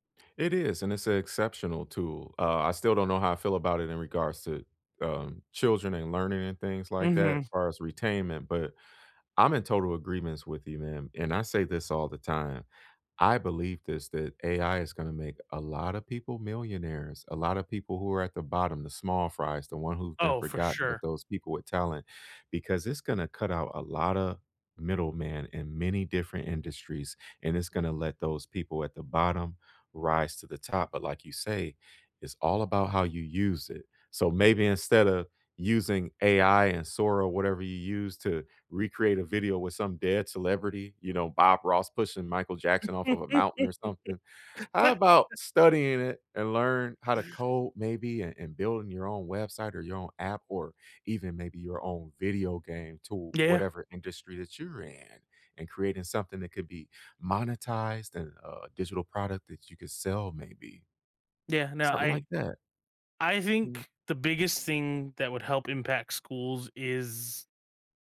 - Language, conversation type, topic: English, unstructured, Should schools focus more on tests or real-life skills?
- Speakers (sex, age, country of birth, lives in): male, 30-34, United States, United States; male, 40-44, United States, United States
- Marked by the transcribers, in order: laugh; other background noise